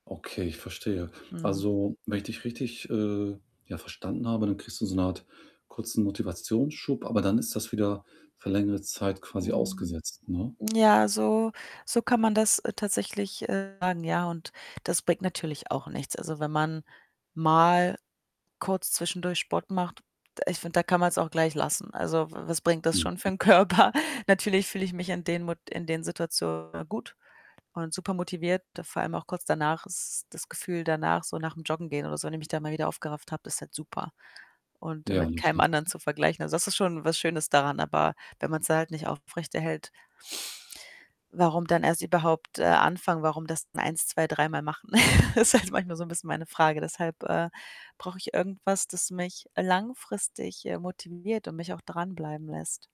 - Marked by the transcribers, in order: static; distorted speech; laughing while speaking: "für 'n Körper?"; other background noise; chuckle; laughing while speaking: "Ist halt"
- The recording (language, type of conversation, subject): German, advice, Wie kann ich mentale Blockaden und anhaltenden Motivationsverlust im Training überwinden, um wieder Fortschritte zu machen?